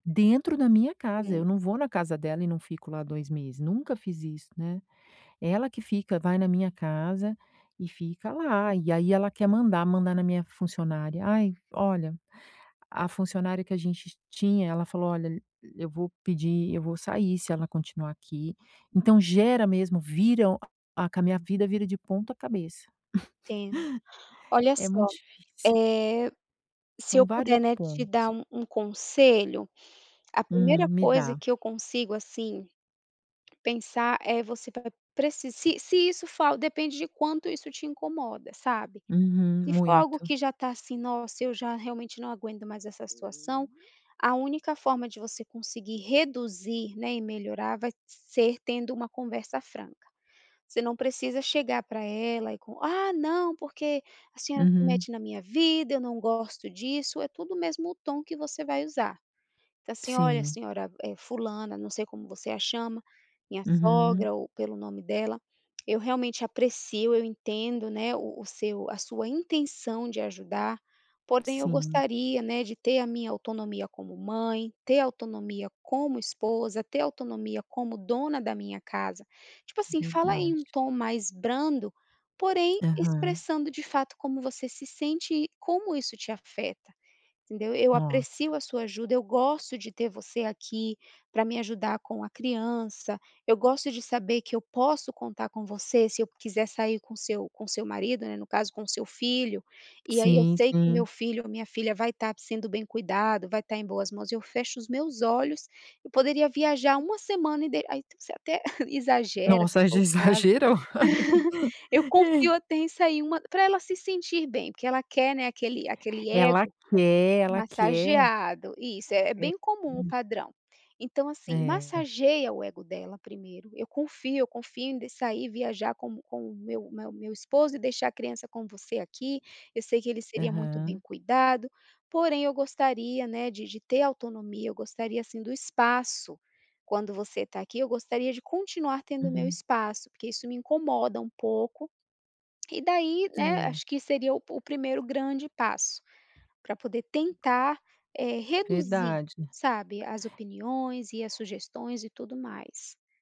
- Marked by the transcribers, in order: tapping; other noise; laugh; other background noise; chuckle; laugh; laughing while speaking: "aí"; laugh; tongue click
- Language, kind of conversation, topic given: Portuguese, advice, Como lidar com o conflito com os sogros sobre limites e interferência?